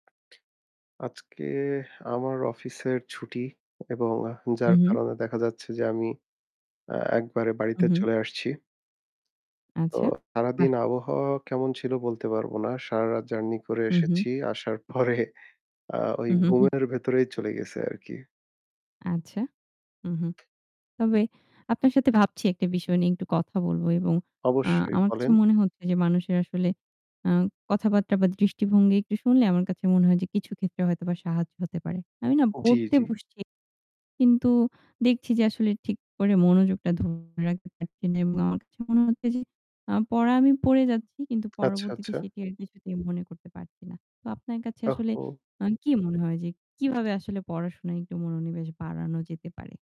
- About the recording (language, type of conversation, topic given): Bengali, unstructured, পড়াশোনায় মনোনিবেশ কীভাবে বাড়ানো যায়?
- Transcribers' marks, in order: other background noise; static; laughing while speaking: "পরে"; tapping; distorted speech